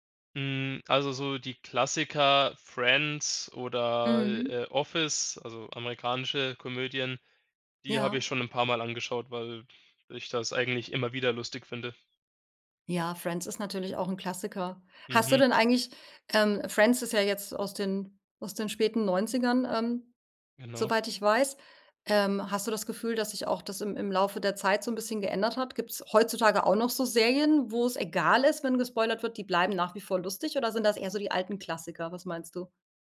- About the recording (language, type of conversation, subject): German, podcast, Wie gehst du mit Spoilern um?
- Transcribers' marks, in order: none